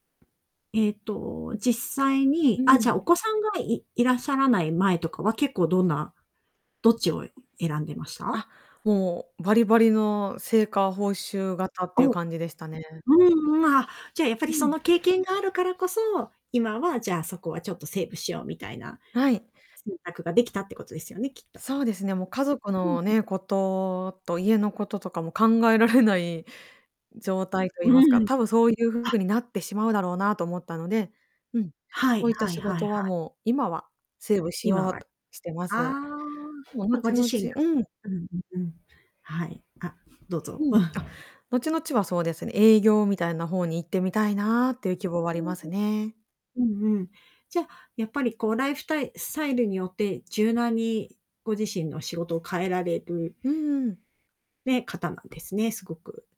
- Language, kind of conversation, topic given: Japanese, podcast, 仕事を選ぶとき、給料とやりがいのどちらを重視しますか、それは今と将来で変わりますか？
- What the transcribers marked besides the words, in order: other background noise; distorted speech; chuckle